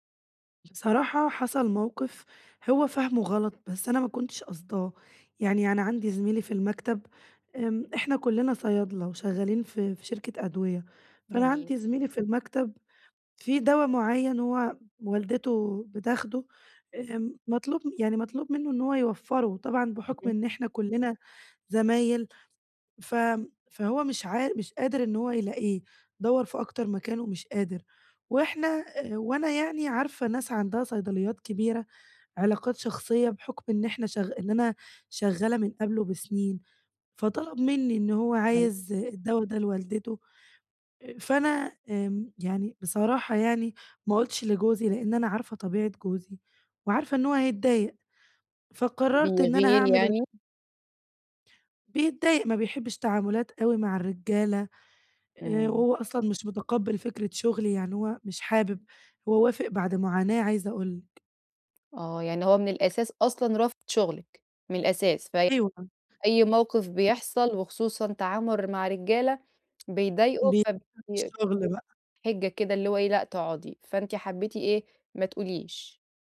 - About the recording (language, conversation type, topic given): Arabic, advice, إزاي أرجّع توازني العاطفي بعد فترات توتر؟
- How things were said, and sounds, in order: unintelligible speech; unintelligible speech